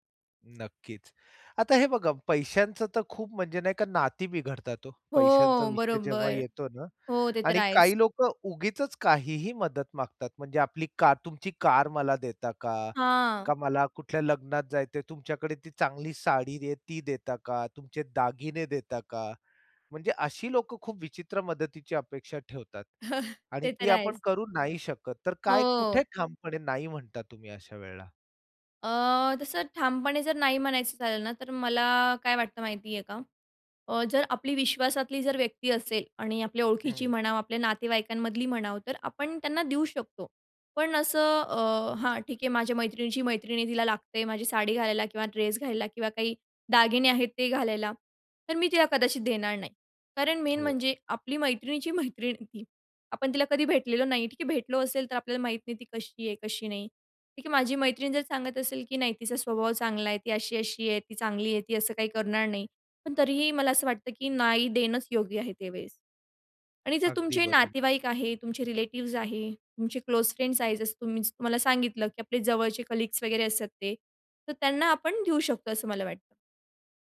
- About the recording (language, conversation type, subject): Marathi, podcast, एखाद्याकडून मदत मागायची असेल, तर तुम्ही विनंती कशी करता?
- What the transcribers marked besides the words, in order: tapping; chuckle; in English: "मेन"; in English: "कलीग्स"